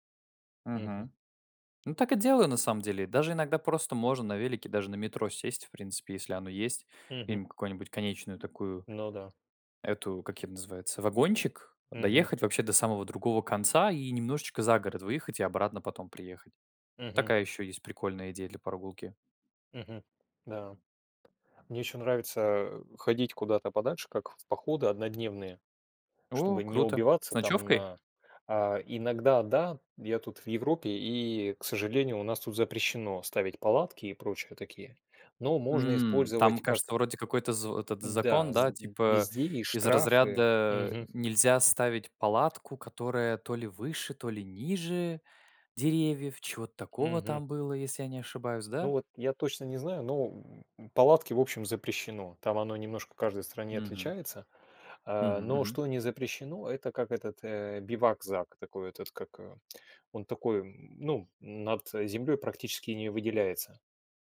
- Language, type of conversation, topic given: Russian, unstructured, Как спорт помогает справляться со стрессом?
- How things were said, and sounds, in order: tapping